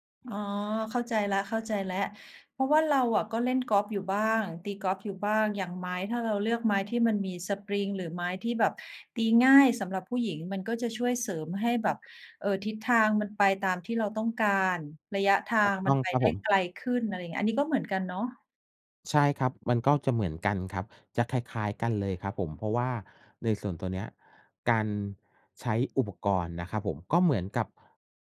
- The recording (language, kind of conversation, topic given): Thai, unstructured, คุณเคยลองเล่นกีฬาที่ท้าทายมากกว่าที่เคยคิดไหม?
- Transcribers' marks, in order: none